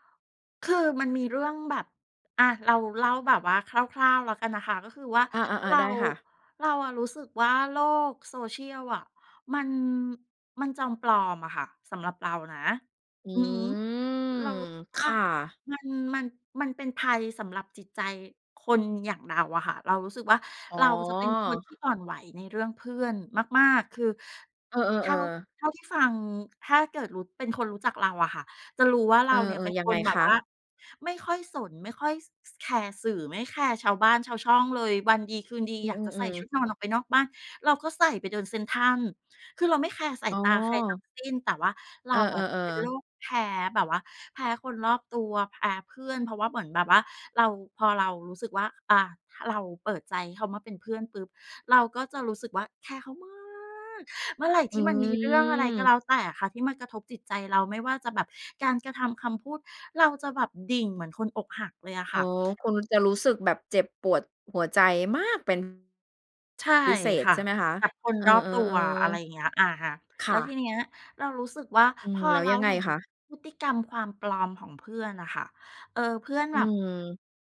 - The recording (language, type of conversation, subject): Thai, podcast, คุณเคยทำดีท็อกซ์ดิจิทัลไหม แล้วเป็นยังไง?
- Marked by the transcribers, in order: drawn out: "อืม"; stressed: "มาก"; drawn out: "อืม"; stressed: "มาก"; other background noise